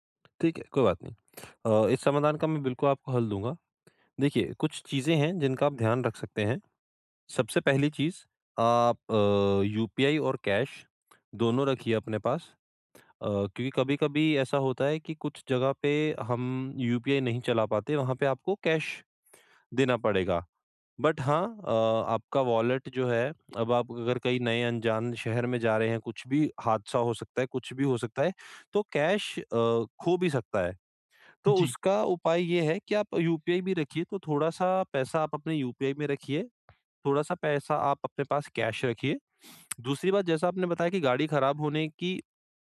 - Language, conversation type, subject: Hindi, advice, मैं यात्रा की अनिश्चितता और चिंता से कैसे निपटूँ?
- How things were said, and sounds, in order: tapping; in English: "कैश"; in English: "कैश"; in English: "बट"; in English: "वॉलेट"; in English: "कैश"; in English: "कैश"